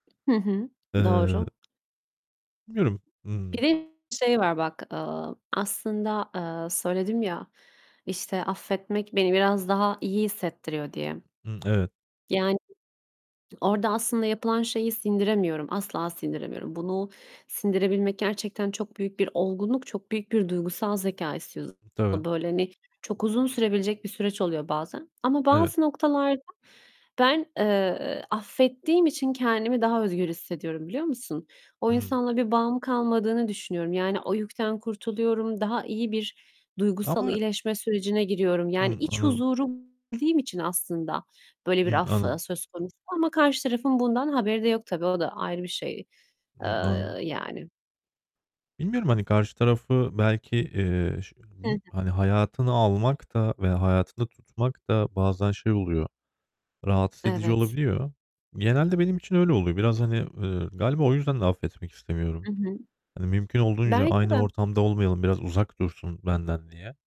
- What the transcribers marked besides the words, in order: tapping; other background noise; static; distorted speech; unintelligible speech
- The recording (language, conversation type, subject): Turkish, unstructured, Affetmek her zaman kolay mıdır?